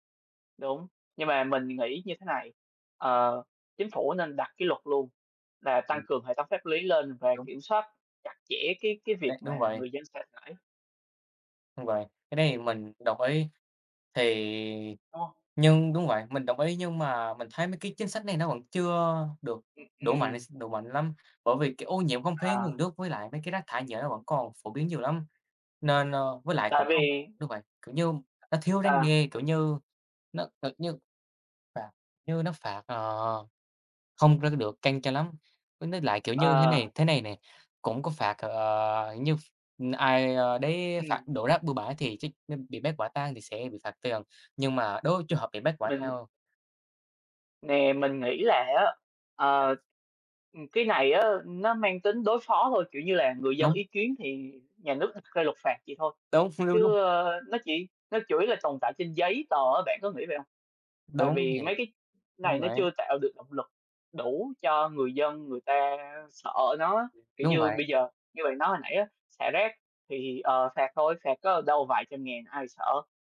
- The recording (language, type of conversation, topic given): Vietnamese, unstructured, Chính phủ cần làm gì để bảo vệ môi trường hiệu quả hơn?
- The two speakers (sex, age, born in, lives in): female, 20-24, Vietnam, Vietnam; male, 18-19, Vietnam, Vietnam
- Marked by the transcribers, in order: tapping; other background noise